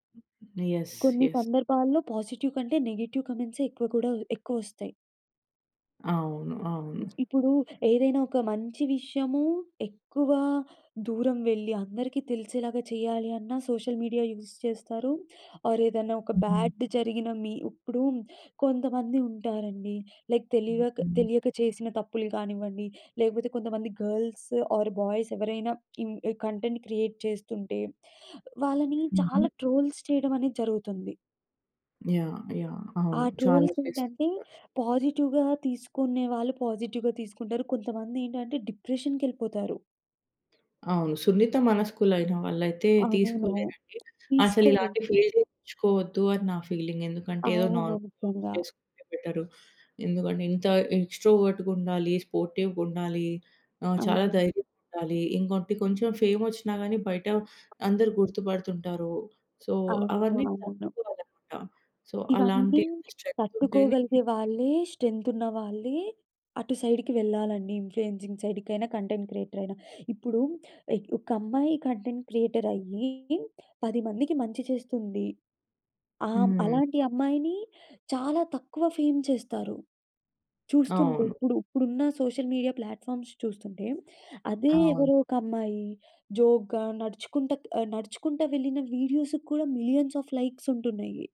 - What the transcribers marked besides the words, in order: other background noise; in English: "యెస్. యెస్"; in English: "పాజిటివ్"; in English: "నెగెటివ్"; in English: "సోషల్ మీడియా యూస్"; in English: "ఆర్"; in English: "బ్యాడ్"; in English: "లైక్"; in English: "గర్ల్స్ ఆర్ బాయ్స్"; in English: "కంటెంట్ క్రియేట్"; in English: "ట్రోల్స్"; in English: "ట్రోల్స్"; in English: "పాజిటివ్‌గా"; in English: "పాజిటివ్‌గా"; in English: "డిప్రెషన్‌కెళ్ళిపోతారు"; tapping; in English: "ఫీలింగ్"; in English: "నార్మల్ వర్క్స్"; in English: "సో"; in English: "సో"; in English: "స్ట్రెంత్"; in English: "స్ట్రెం‌త్"; in English: "సైడ్‌కి"; in English: "ఇన్‌ఫ్లుయన్‌సింగ్ సైడ్"; in English: "ఫేమ్"; in English: "సోషల్ మీడియా ప్లాట్‌ఫార్మ్స్"; in English: "జోక్‌గా"; in English: "మిలియన్స్ ఆఫ్ లైక్స్"
- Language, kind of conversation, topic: Telugu, podcast, షార్ట్ వీడియోలు చూడటం వల్ల మీరు ప్రపంచాన్ని చూసే తీరులో మార్పు వచ్చిందా?